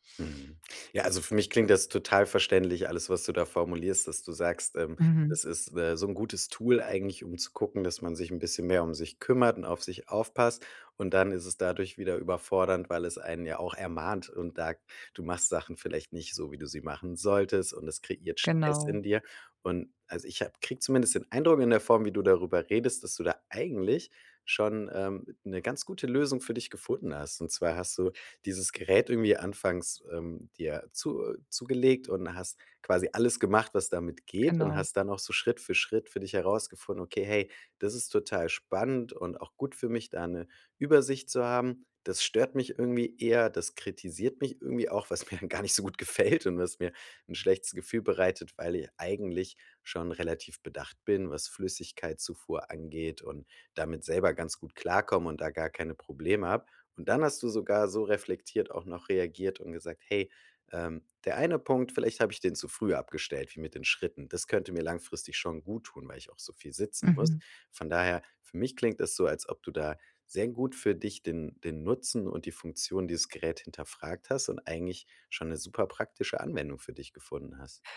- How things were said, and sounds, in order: stressed: "eigentlich"; other background noise; laughing while speaking: "was mir gar nicht so gut gefällt"; stressed: "eine"
- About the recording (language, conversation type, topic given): German, advice, Wie kann ich Tracking-Routinen starten und beibehalten, ohne mich zu überfordern?